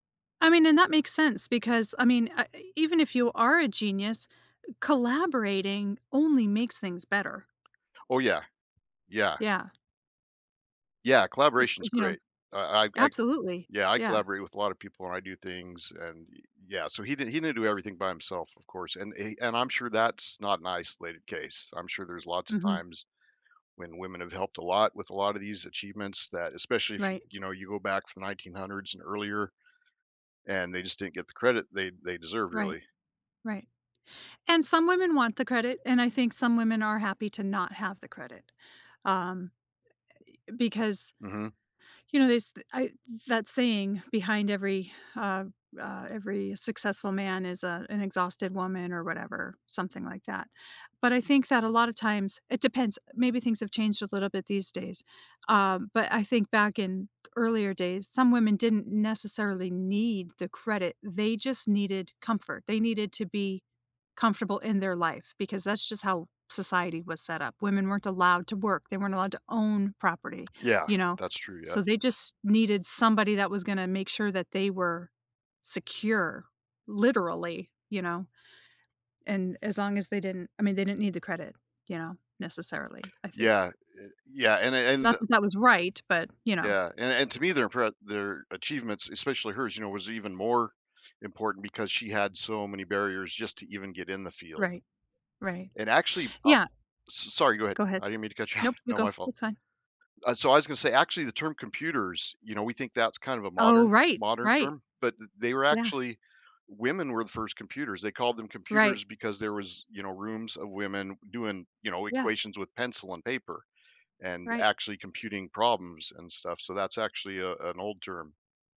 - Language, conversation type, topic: English, unstructured, How has history shown unfair treatment's impact on groups?
- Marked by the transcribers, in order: tapping; other noise; laughing while speaking: "off"